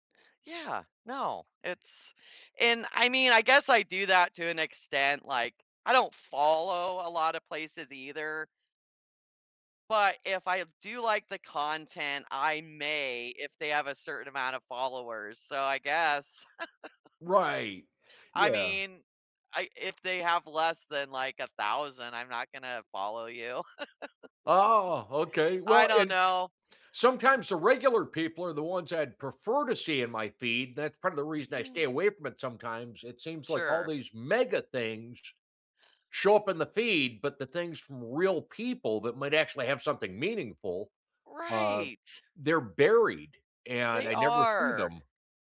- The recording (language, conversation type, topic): English, unstructured, How does social media affect how we express ourselves?
- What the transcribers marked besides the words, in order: laugh; laughing while speaking: "Oh"; laugh